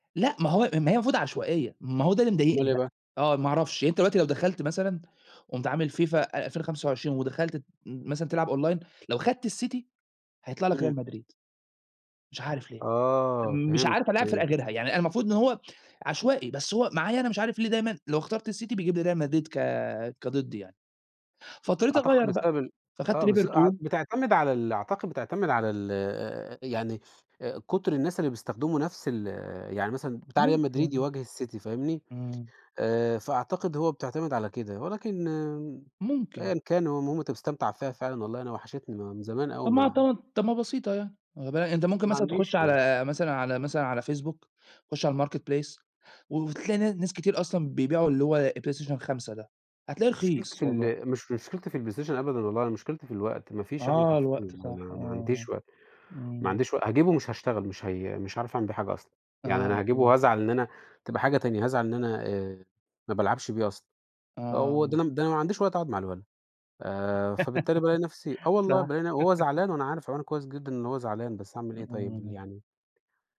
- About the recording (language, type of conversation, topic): Arabic, unstructured, إزاي وسائل التواصل الاجتماعي بتأثر على العلاقات؟
- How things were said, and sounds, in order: in English: "online"; tapping; unintelligible speech; in English: "الMarketplace"; unintelligible speech; laugh